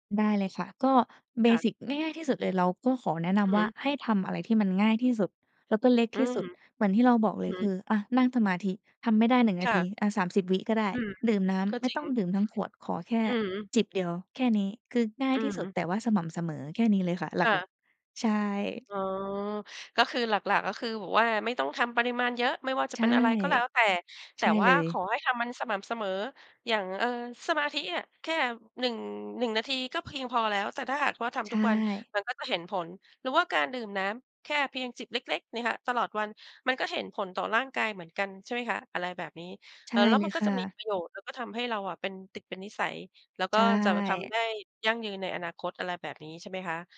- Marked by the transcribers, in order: in English: "เบสิก"
- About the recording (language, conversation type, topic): Thai, podcast, การเปลี่ยนพฤติกรรมเล็กๆ ของคนมีผลจริงไหม?